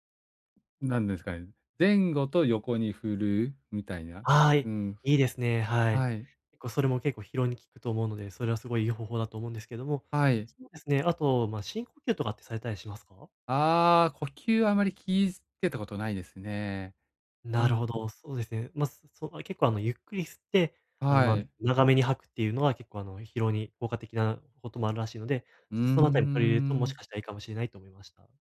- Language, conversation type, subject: Japanese, advice, 短い休憩で集中力と生産性を高めるにはどうすればよいですか？
- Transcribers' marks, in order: none